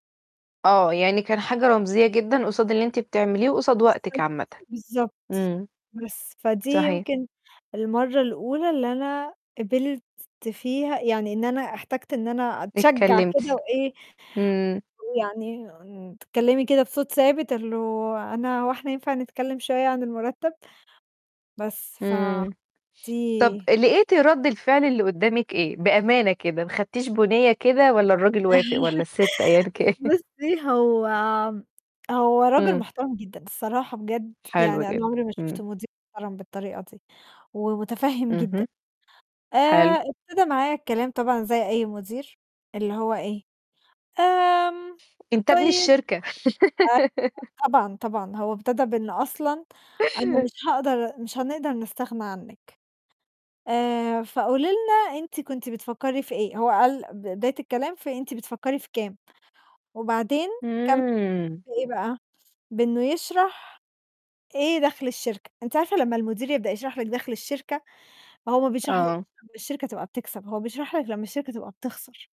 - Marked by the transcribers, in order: laugh; tapping; chuckle; distorted speech; laugh; static
- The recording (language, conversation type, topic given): Arabic, unstructured, إيه أهم العادات اللي بتساعدك تحسّن نفسك؟